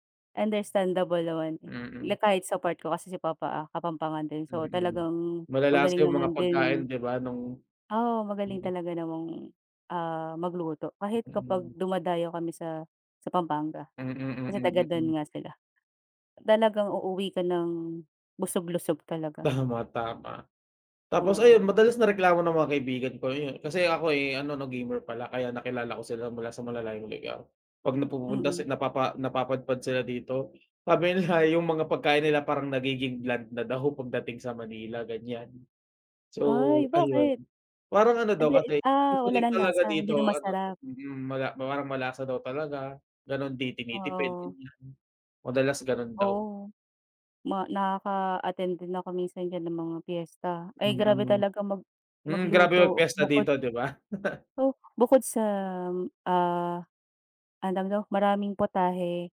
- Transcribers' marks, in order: other background noise; laugh
- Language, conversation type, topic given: Filipino, unstructured, Ano ang pinaka-kakaibang pagkain na natikman mo?